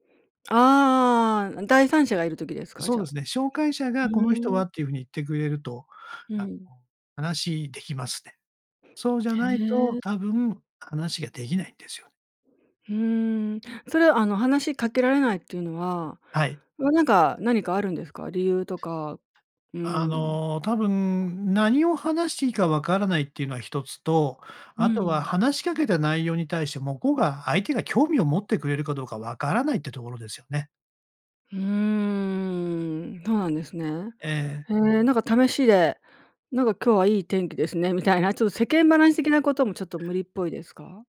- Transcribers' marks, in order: none
- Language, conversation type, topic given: Japanese, advice, 社交の場で緊張して人と距離を置いてしまうのはなぜですか？